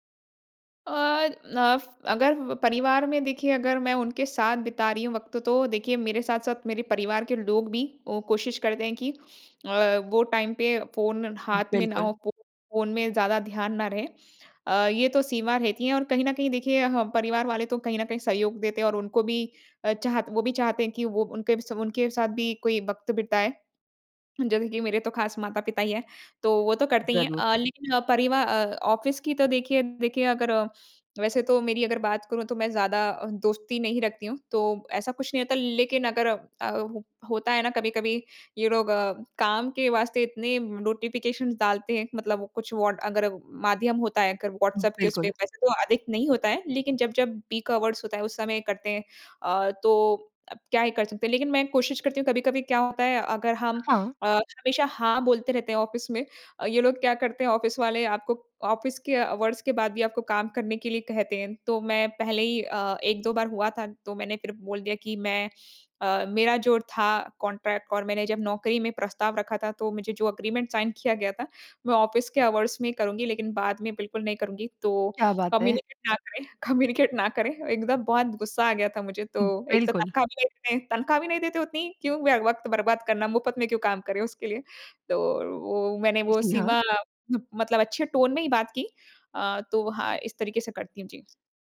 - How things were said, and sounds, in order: in English: "टाइम"; in English: "ऑफिस"; in English: "नोटिफिकेशन"; in English: "पीक आवर्स"; in English: "ऑफिस"; in English: "ऑफिस"; in English: "ऑफिस"; in English: "अवर्स"; in English: "कॉन्ट्रैक्ट"; in English: "एग्रीमेंट साइन"; in English: "ऑफिस"; in English: "आवर्स"; in English: "कम्युनिकेट"; laughing while speaking: "कम्युनिकेट ना करें"; in English: "कम्युनिकेट"; tapping; in English: "टोन"; other background noise
- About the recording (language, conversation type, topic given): Hindi, podcast, आप फ़ोन या सोशल मीडिया से अपना ध्यान भटकने से कैसे रोकते हैं?